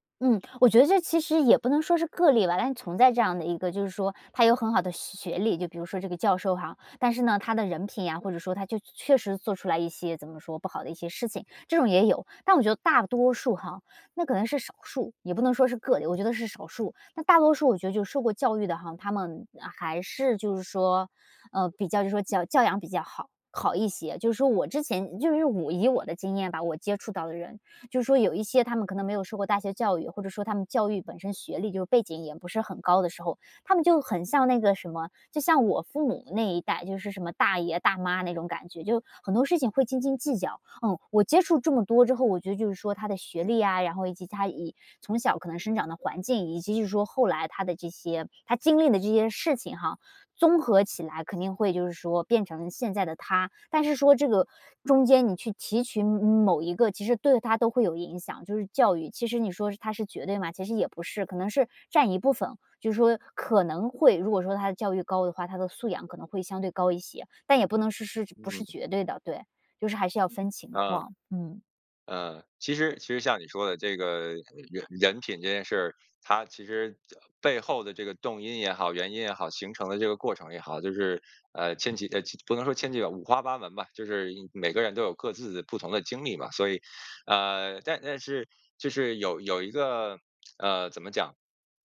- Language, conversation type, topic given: Chinese, podcast, 选择伴侣时你最看重什么？
- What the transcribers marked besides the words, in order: none